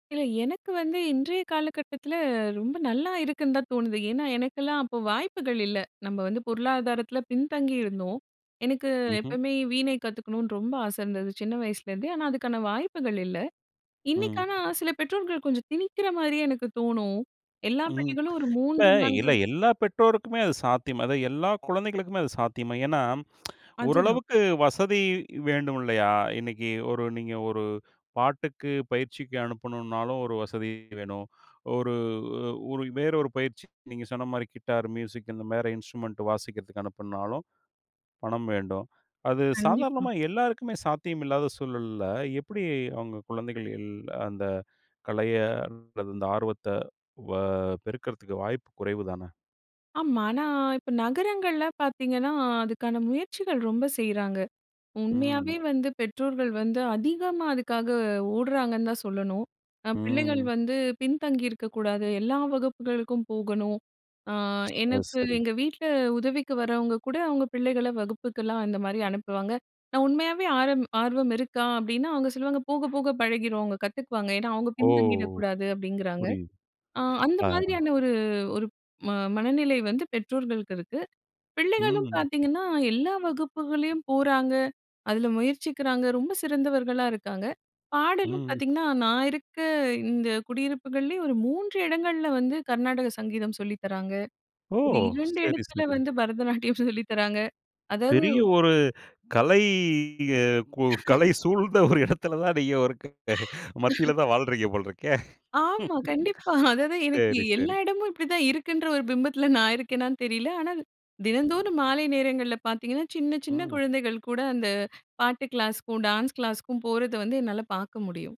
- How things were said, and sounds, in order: other noise; tsk; laugh; laughing while speaking: "ஒரு எடத்துலதான் நீங்க, இரு ஒரு மத்திலதான்"; laugh; chuckle; laugh
- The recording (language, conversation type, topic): Tamil, podcast, குழந்தை பருவத்திலிருந்து உங்கள் மனதில் நிலைத்திருக்கும் பாடல் எது?